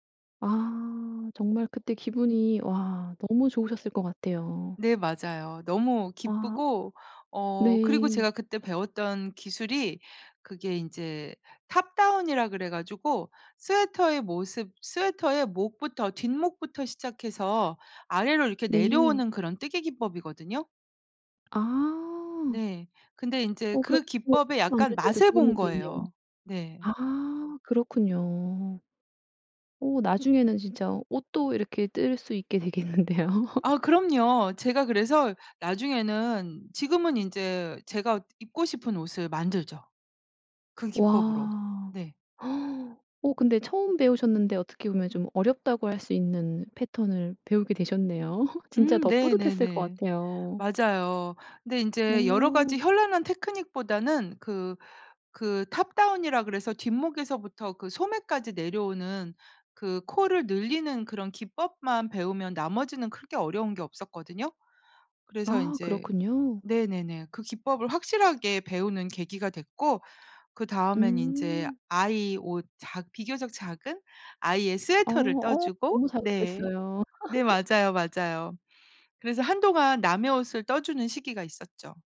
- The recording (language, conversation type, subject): Korean, podcast, 요즘 빠진 취미가 뭐예요?
- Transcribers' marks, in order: other background noise; tapping; laughing while speaking: "되겠는데요"; laugh; gasp; laugh; laugh